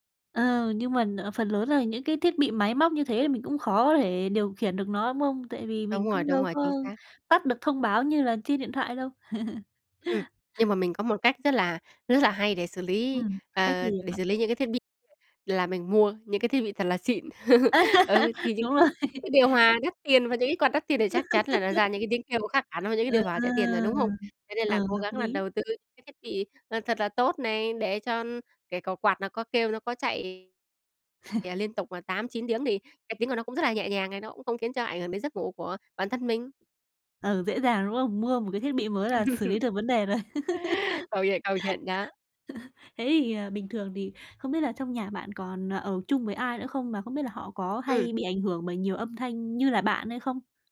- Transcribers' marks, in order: tapping; laugh; laugh; other background noise; laughing while speaking: "rồi"; laugh; laugh; laugh; laugh; "Thế" said as "hế"
- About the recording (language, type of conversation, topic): Vietnamese, podcast, Bạn xử lý tiếng ồn trong nhà khi ngủ như thế nào?